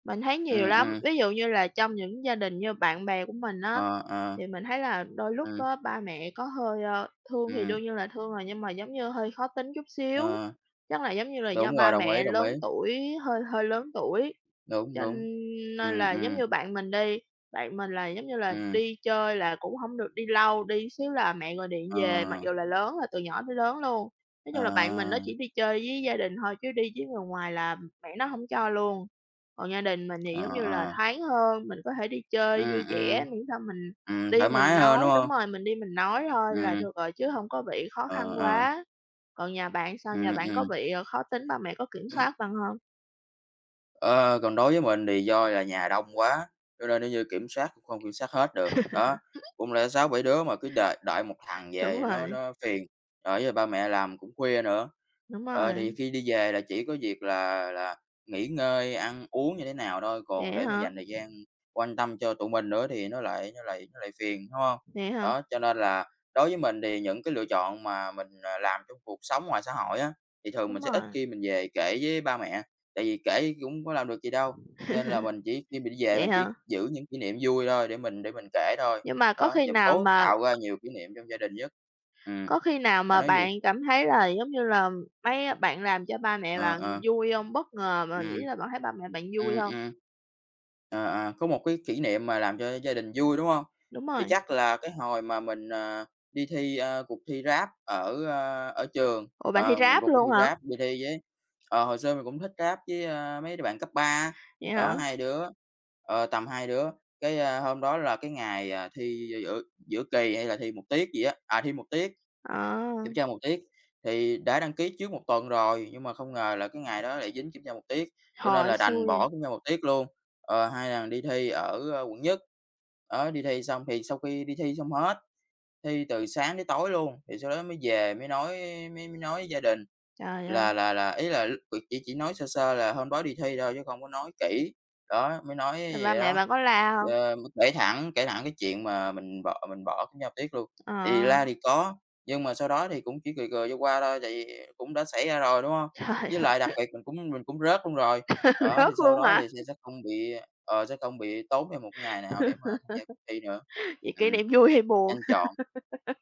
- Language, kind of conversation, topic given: Vietnamese, unstructured, Khoảnh khắc nào trong gia đình khiến bạn nhớ nhất?
- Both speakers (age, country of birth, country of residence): 20-24, Vietnam, Vietnam; 30-34, Vietnam, Vietnam
- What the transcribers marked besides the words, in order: other background noise; tapping; laugh; laugh; unintelligible speech; laughing while speaking: "Trời ơi!"; laugh; laughing while speaking: "hả?"; laugh; laugh